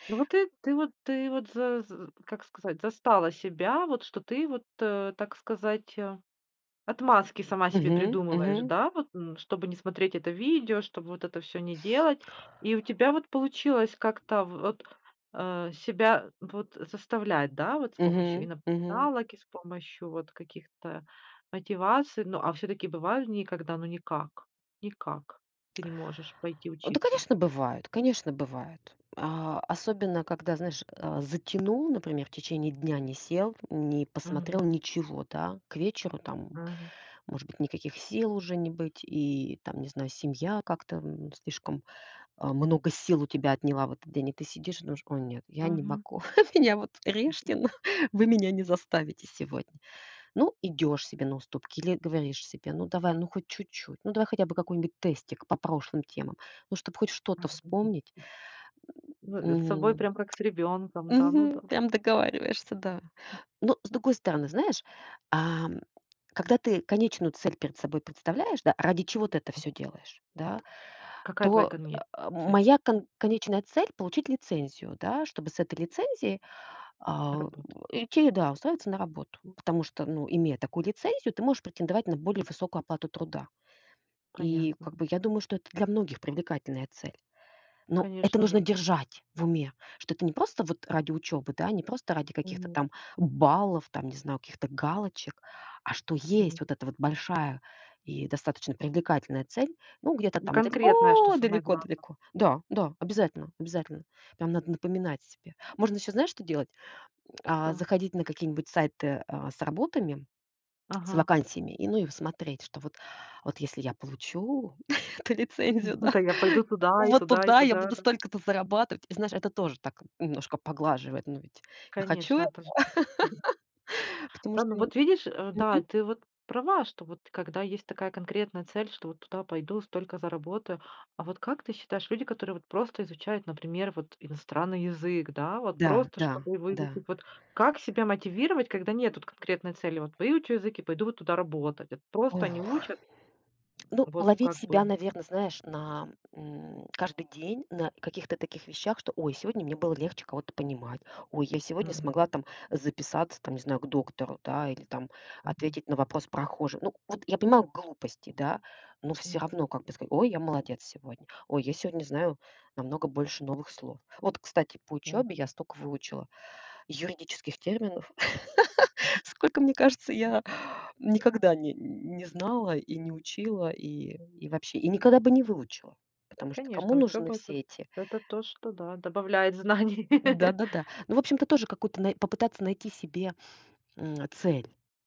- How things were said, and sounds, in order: other background noise; tapping; chuckle; other noise; chuckle; unintelligible speech; grunt; chuckle; chuckle; laughing while speaking: "эту лицензию, да"; chuckle; laugh; laugh; laughing while speaking: "добавляет знаний"; laugh
- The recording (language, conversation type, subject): Russian, podcast, Как справляться с прокрастинацией при учёбе?